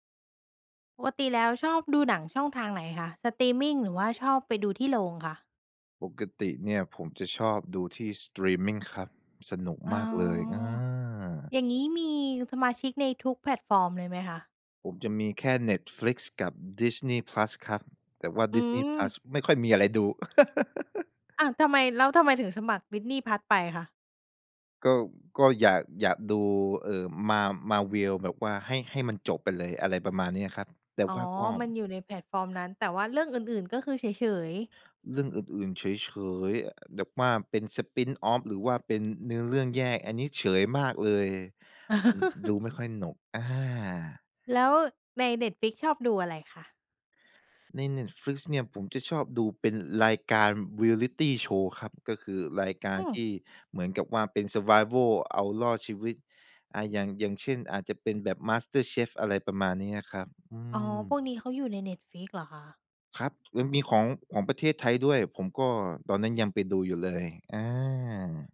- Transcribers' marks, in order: laugh; "ก็" said as "กอม"; in English: "spinoff"; laugh; in English: "survival"
- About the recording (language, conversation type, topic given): Thai, podcast, สตรีมมิ่งเปลี่ยนวิธีการเล่าเรื่องและประสบการณ์การดูภาพยนตร์อย่างไร?